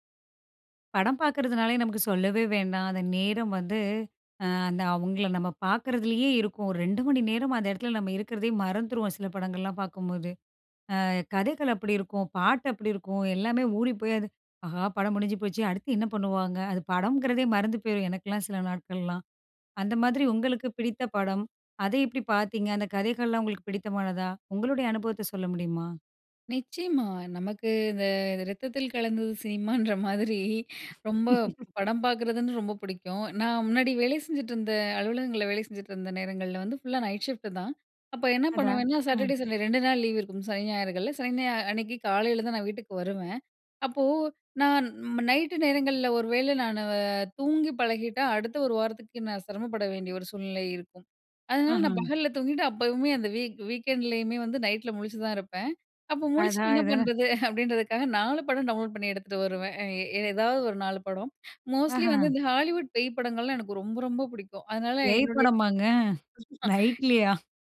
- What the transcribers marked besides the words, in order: "இடத்தில" said as "எடத்ல"; "இருப்பதையே" said as "இருக்றதயே"; "எப்படி" said as "எப்டி"; laughing while speaking: "சினிமான்ற மாதிரி"; laugh; in English: "ஃபுல்லா நைட் ஷிஃப்ட்"; in English: "சாட்டர்டே, சண்டே"; "ஞாயிறு" said as "ஞாய"; drawn out: "நானு"; in English: "வீக் வீக்கெண்ட்லயுமே"; drawn out: "அடாடா"; chuckle; in English: "டவுன்லோட்"; in English: "மோஸ்ட்லி"; in English: "ஹாலிவுட்"; laughing while speaking: "நைட்லயா?"; laugh
- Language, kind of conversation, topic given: Tamil, podcast, உங்களுக்கு பிடித்த ஒரு திரைப்படப் பார்வை அனுபவத்தைப் பகிர முடியுமா?